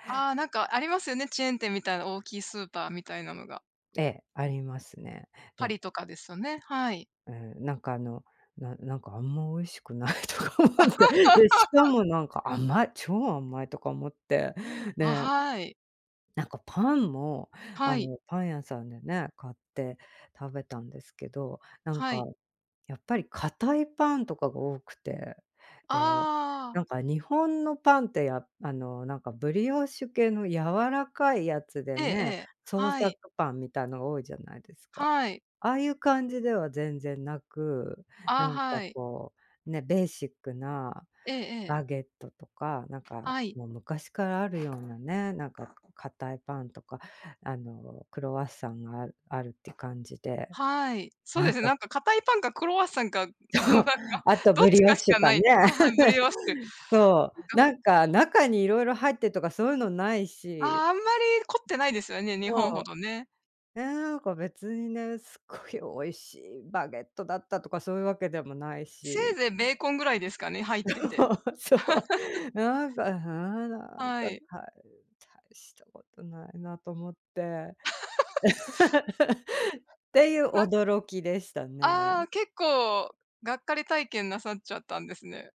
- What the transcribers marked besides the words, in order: tapping; laughing while speaking: "ないとか思って"; laugh; other background noise; in English: "ベーシック"; laughing while speaking: "そう"; laughing while speaking: "のなんか"; chuckle; unintelligible speech; chuckle; laughing while speaking: "そう そう"; laugh
- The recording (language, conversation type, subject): Japanese, unstructured, 旅先で食べ物に驚いた経験はありますか？
- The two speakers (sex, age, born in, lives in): female, 45-49, Japan, United States; female, 55-59, Japan, United States